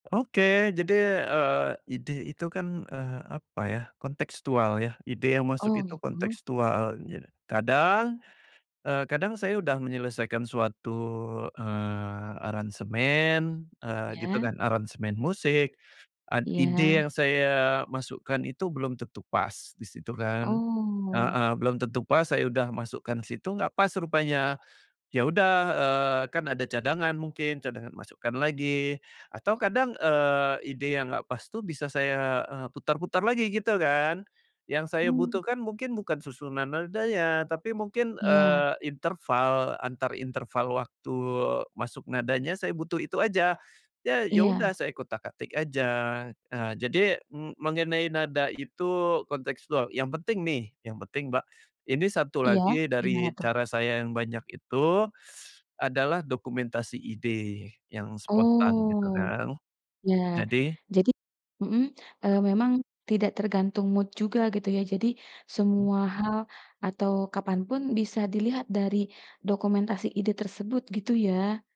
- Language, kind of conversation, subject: Indonesian, podcast, Bagaimana cara kamu menjaga kreativitas agar tetap konsisten?
- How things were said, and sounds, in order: "utak-atik" said as "kutak-katik"; tapping; teeth sucking; in English: "mood"